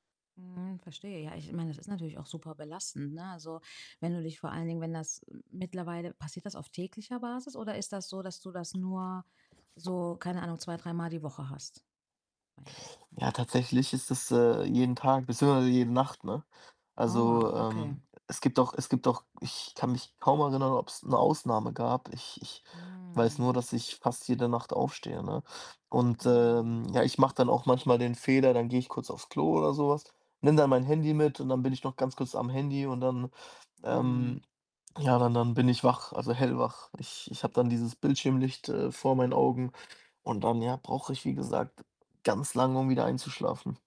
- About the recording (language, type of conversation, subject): German, advice, Wie kann ich häufiges nächtliches Aufwachen und nicht erholsamen Schlaf verbessern?
- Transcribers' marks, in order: other background noise; static